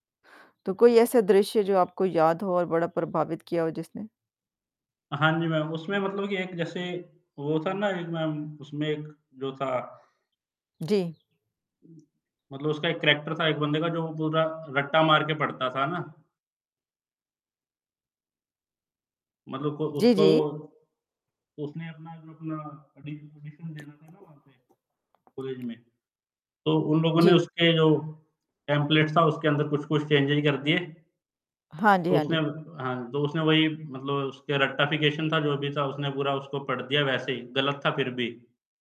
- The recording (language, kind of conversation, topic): Hindi, unstructured, किस फिल्म का कौन-सा दृश्य आपको सबसे ज़्यादा प्रभावित कर गया?
- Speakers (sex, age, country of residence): female, 50-54, United States; male, 20-24, India
- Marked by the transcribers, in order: static; other background noise; in English: "कैरेक्टर"; distorted speech; in English: "ऑडिशन"; tapping; in English: "टेम्पलेट्स"; in English: "चेंज़ेस"